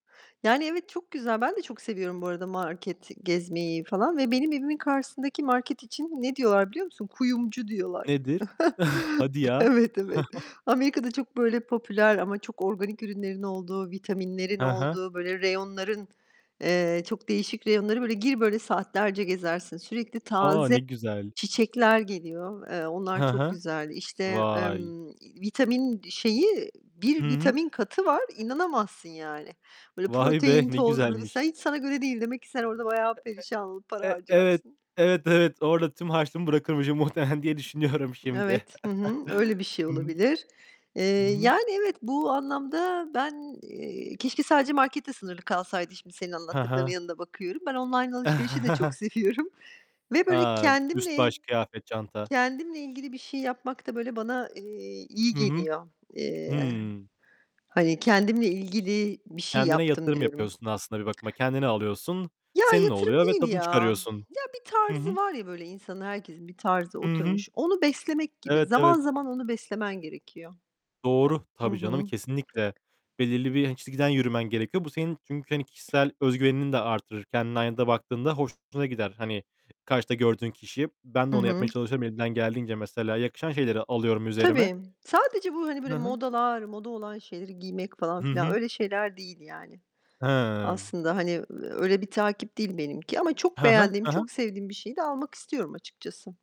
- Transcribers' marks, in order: distorted speech; chuckle; other background noise; chuckle; laughing while speaking: "düşünüyorum şimdi"; chuckle; chuckle; laughing while speaking: "seviyorum"; tapping
- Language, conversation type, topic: Turkish, unstructured, Paranı harcarken duyguların etkisi oluyor mu?